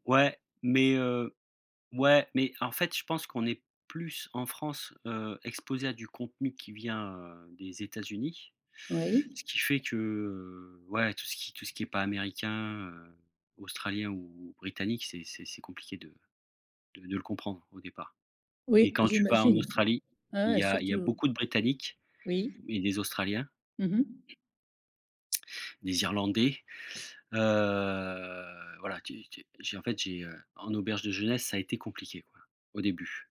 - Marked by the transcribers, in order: other background noise; drawn out: "heu"; tapping
- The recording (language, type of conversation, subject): French, podcast, Comment gères-tu la barrière de la langue quand tu te perds ?